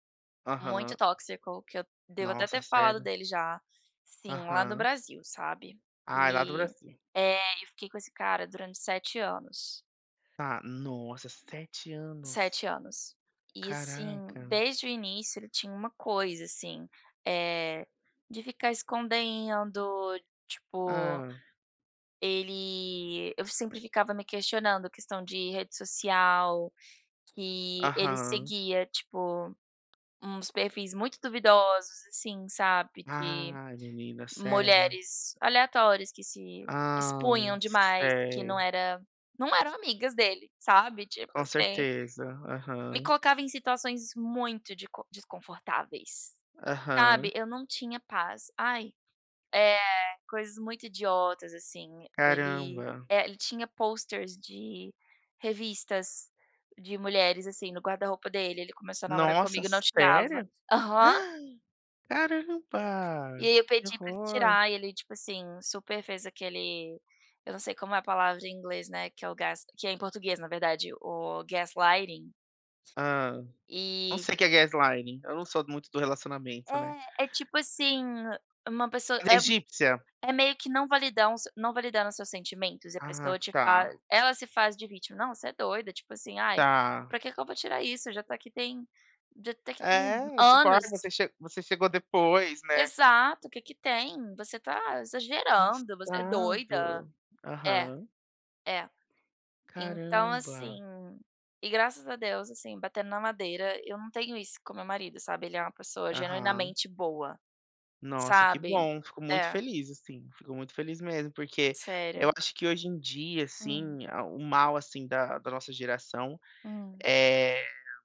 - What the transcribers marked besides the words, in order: tapping; other background noise; gasp; in English: "gaslighting"; in English: "gaslighting"
- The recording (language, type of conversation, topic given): Portuguese, unstructured, Qual foi a maior surpresa que o amor lhe trouxe?